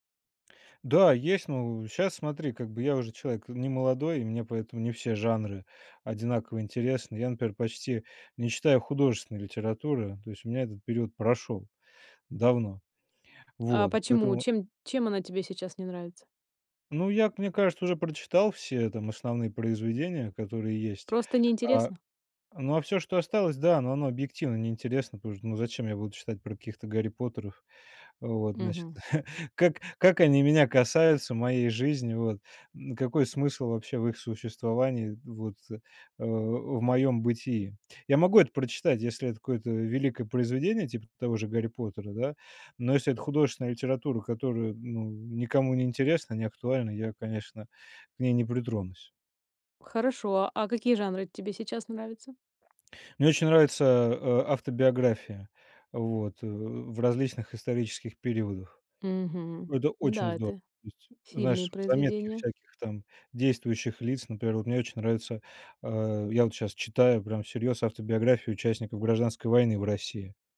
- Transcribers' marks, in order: tapping; chuckle
- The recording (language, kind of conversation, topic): Russian, podcast, Как книги влияют на наше восприятие жизни?